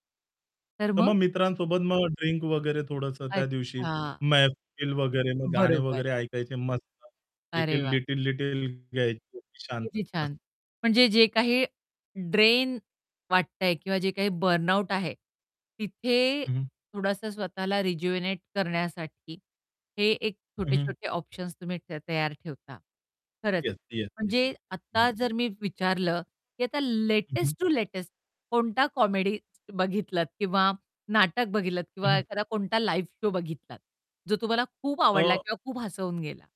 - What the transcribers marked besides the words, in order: static; distorted speech; in English: "बर्नआउट"; in English: "रिजुवेनेट"; other background noise; in English: "कॉमेडी"; in English: "लाईव्ह शोज"; tapping
- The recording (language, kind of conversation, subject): Marathi, podcast, एक आदर्श रविवार तुम्ही कसा घालवता?